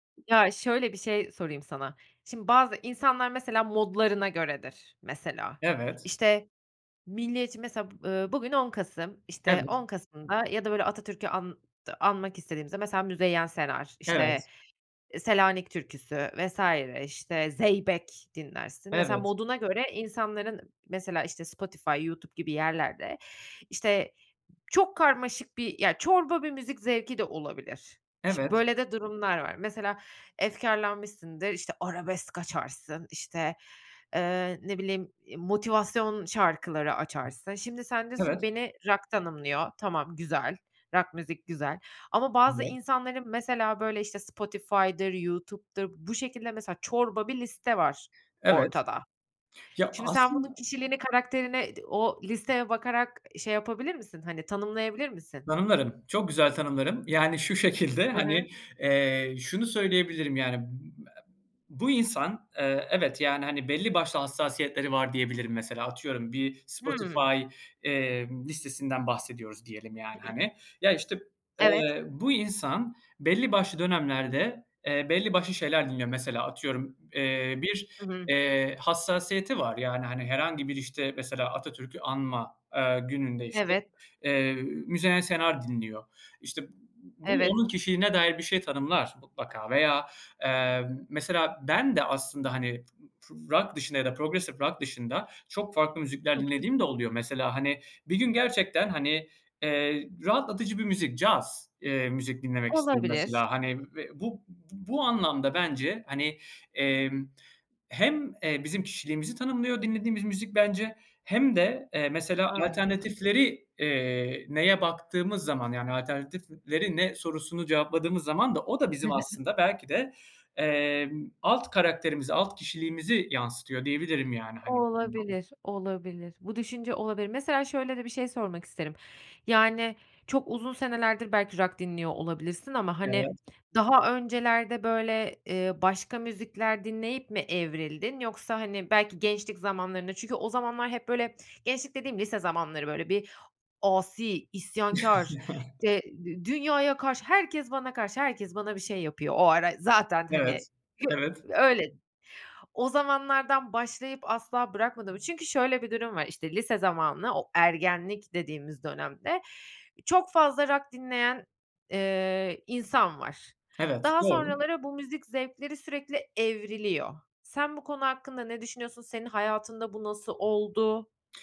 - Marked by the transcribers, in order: cough; other background noise; tapping; chuckle; unintelligible speech; chuckle
- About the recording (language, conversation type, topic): Turkish, podcast, Müzik zevkinin seni nasıl tanımladığını düşünüyorsun?